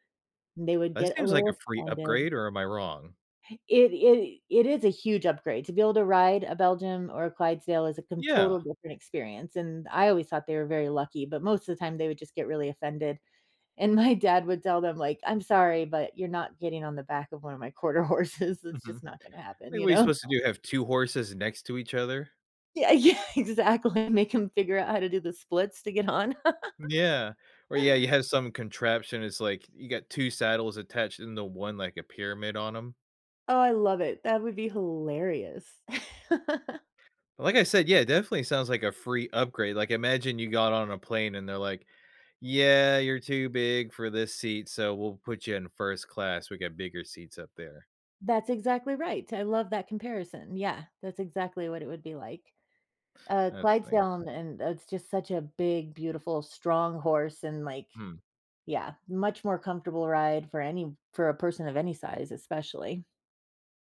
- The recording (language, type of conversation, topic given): English, unstructured, What keeps me laughing instead of quitting when a hobby goes wrong?
- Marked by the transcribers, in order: laughing while speaking: "my dad"; laughing while speaking: "Quarter Horses"; laughing while speaking: "you know?"; laughing while speaking: "Yeah yeah, exactly"; laughing while speaking: "get on"; laugh; stressed: "hilarious"; laugh